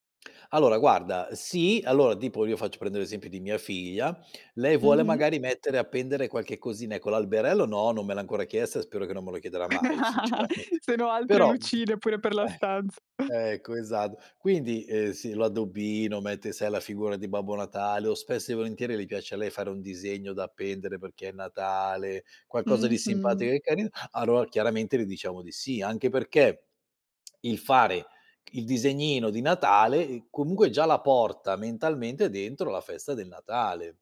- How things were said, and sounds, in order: giggle; laughing while speaking: "stanza"; laughing while speaking: "sinceramente"; tongue click
- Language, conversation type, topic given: Italian, podcast, Come si trasmettono le tradizioni ai bambini?